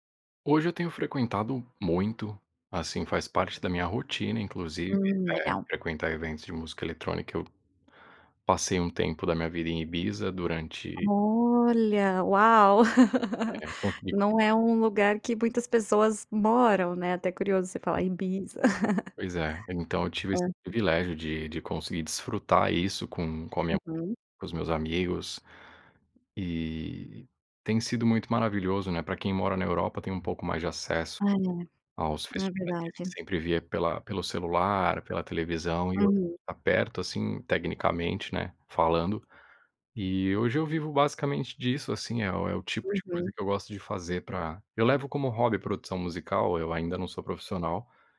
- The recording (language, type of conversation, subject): Portuguese, podcast, Como a música influenciou quem você é?
- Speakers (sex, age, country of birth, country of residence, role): female, 30-34, United States, Spain, host; male, 30-34, Brazil, Spain, guest
- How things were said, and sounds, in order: tapping; other background noise; laugh; unintelligible speech; chuckle